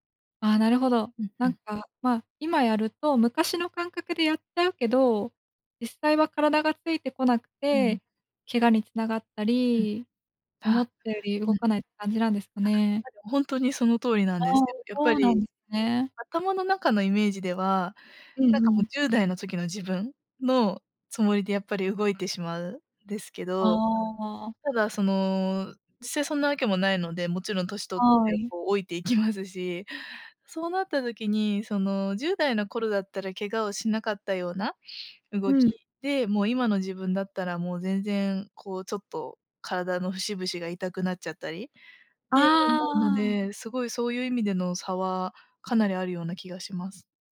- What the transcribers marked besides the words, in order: unintelligible speech; laughing while speaking: "老いていきますし"
- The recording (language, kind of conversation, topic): Japanese, advice, 怪我や故障から運動に復帰するのが怖いのですが、どうすれば不安を和らげられますか？